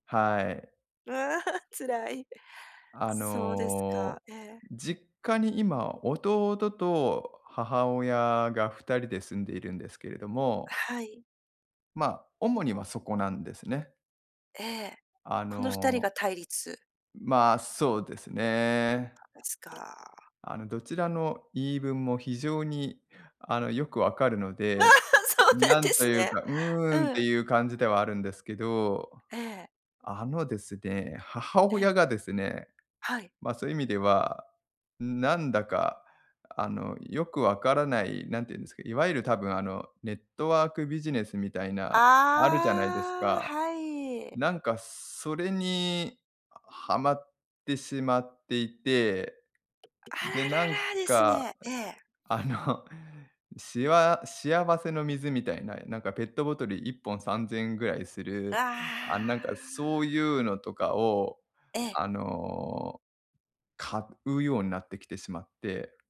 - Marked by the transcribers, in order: laughing while speaking: "うわ"; unintelligible speech; other background noise; joyful: "あ、そうなんですね"; laughing while speaking: "あの"; sniff
- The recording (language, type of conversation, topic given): Japanese, advice, 家族の価値観と自分の考えが対立しているとき、大きな決断をどうすればよいですか？